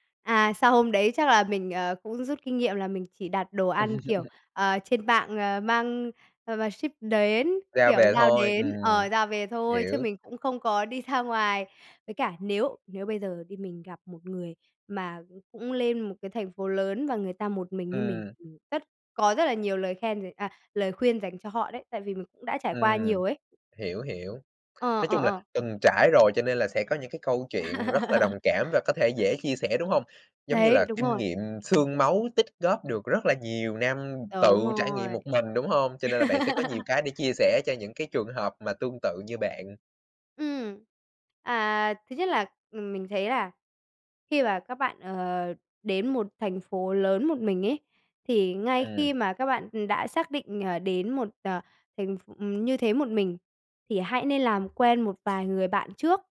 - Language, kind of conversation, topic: Vietnamese, podcast, Bạn có lời khuyên nào cho người lần đầu đi du lịch một mình không?
- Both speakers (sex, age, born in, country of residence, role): male, 20-24, Vietnam, Vietnam, guest; male, 20-24, Vietnam, Vietnam, host
- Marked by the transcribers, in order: tapping; laugh; laughing while speaking: "ra"; laugh; laugh; other background noise